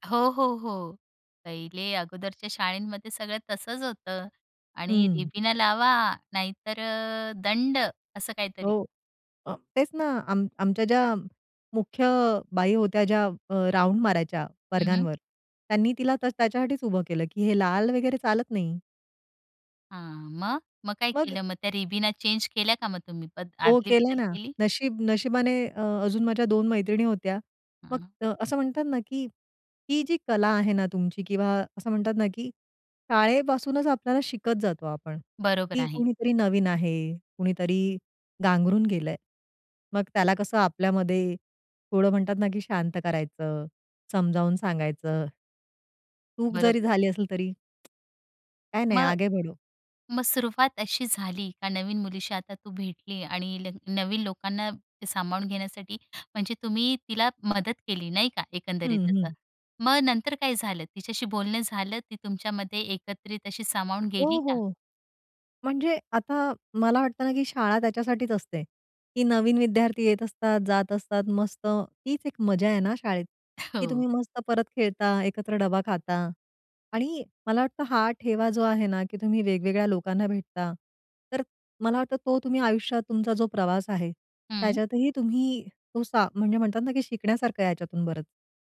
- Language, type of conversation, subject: Marathi, podcast, नवीन लोकांना सामावून घेण्यासाठी काय करायचे?
- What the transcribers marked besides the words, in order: in English: "राउंड"; tapping; in English: "चेंज"; other background noise; in Hindi: "आगे बढो"; laughing while speaking: "हो"